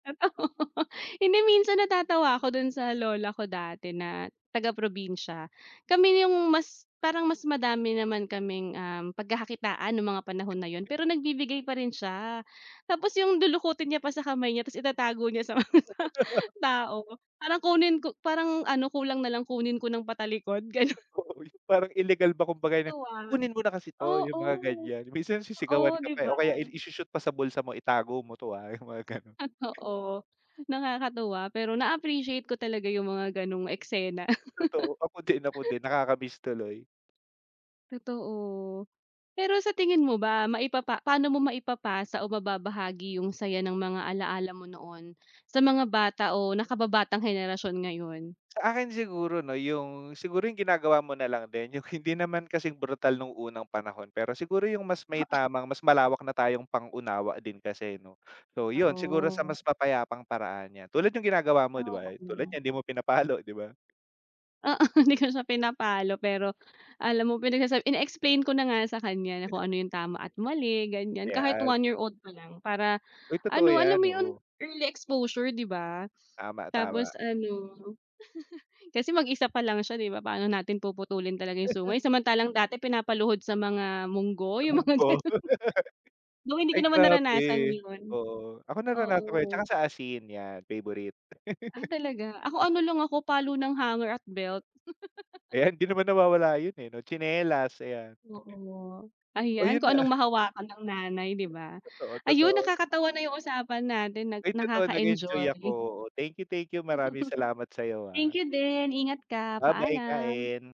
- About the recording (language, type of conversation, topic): Filipino, unstructured, Ano ang paborito mong alaala noong bata ka pa na laging nagpapasaya sa’yo?
- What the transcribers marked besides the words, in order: laughing while speaking: "Totoo"; other background noise; laughing while speaking: "itatago niya sa mga ta"; laugh; laughing while speaking: "Totoo 'yon"; laughing while speaking: "gano'n"; chuckle; laughing while speaking: "yung mga ganun"; laughing while speaking: "din"; laugh; snort; other noise; laughing while speaking: "yung"; laughing while speaking: "pinapalo"; tapping; laughing while speaking: "Oo, hindi ko siya"; chuckle; sniff; chuckle; laugh; laugh; laughing while speaking: "yung mga ganun"; laugh; laugh; unintelligible speech; laughing while speaking: "yun na"; laugh